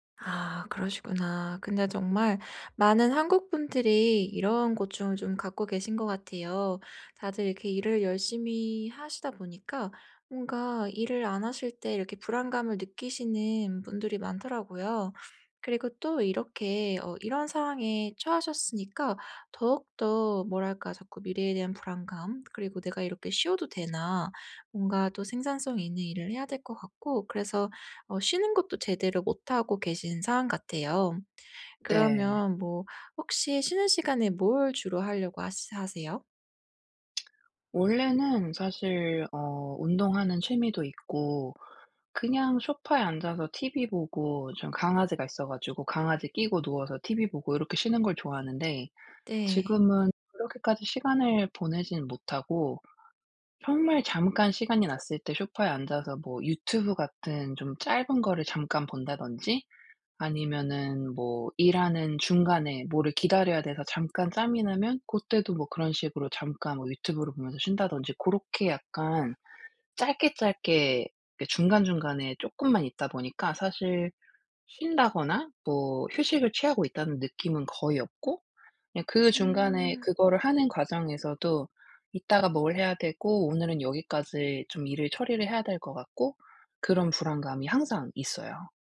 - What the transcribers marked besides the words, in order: tapping
- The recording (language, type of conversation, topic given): Korean, advice, 집에서 쉬는 동안 불안하고 산만해서 영화·음악·책을 즐기기 어려울 때 어떻게 하면 좋을까요?